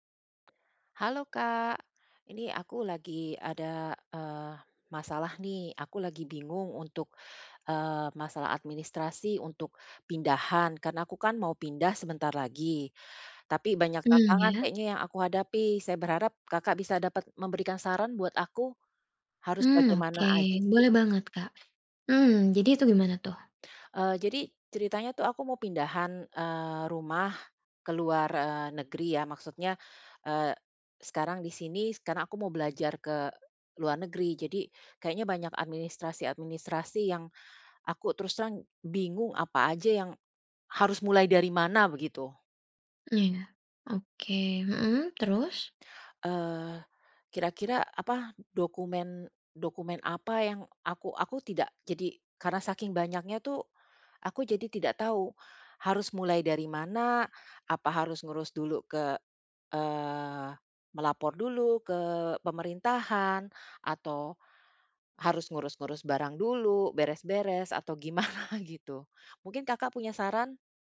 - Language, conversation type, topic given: Indonesian, advice, Apa saja masalah administrasi dan dokumen kepindahan yang membuat Anda bingung?
- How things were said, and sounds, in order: tapping; other background noise; in English: "gimana"